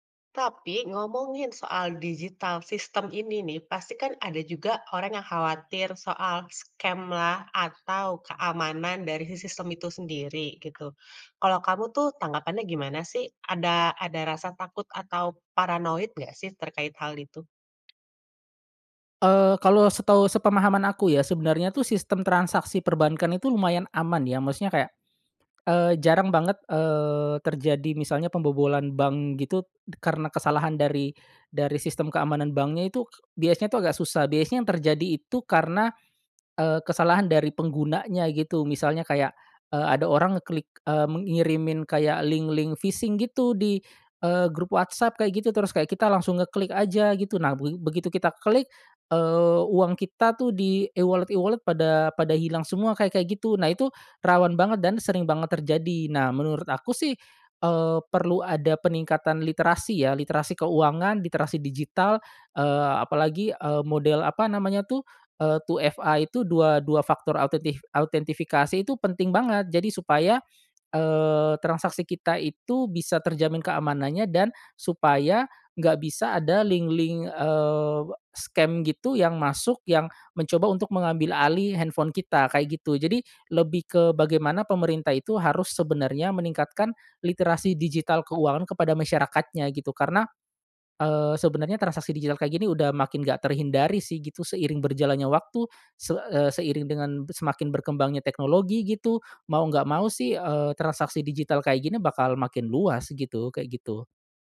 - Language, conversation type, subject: Indonesian, podcast, Bagaimana menurutmu keuangan pribadi berubah dengan hadirnya mata uang digital?
- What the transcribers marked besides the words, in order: in English: "scam"; tapping; other background noise; in English: "link-link phishing"; in English: "e-wallet-e-wallet"; in English: "link-link"; in English: "scam"